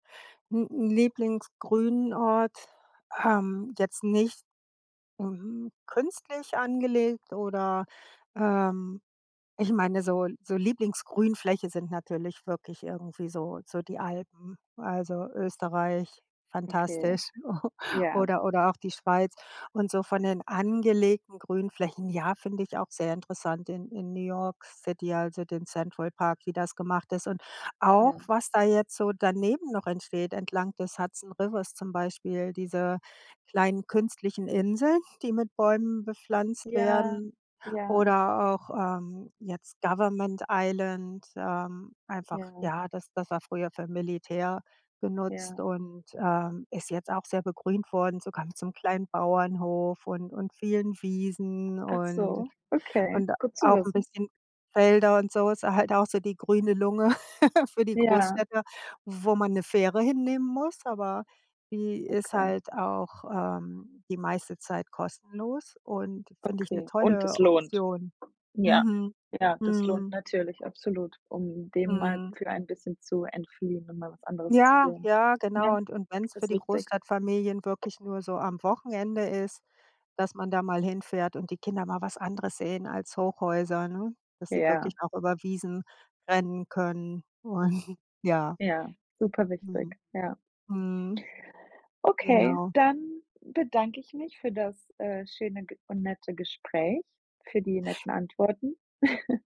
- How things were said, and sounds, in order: chuckle; other background noise; laughing while speaking: "Inseln"; chuckle; laughing while speaking: "und"; chuckle
- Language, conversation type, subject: German, podcast, Welche Rolle spielen Grünflächen in deiner Stadt für dich?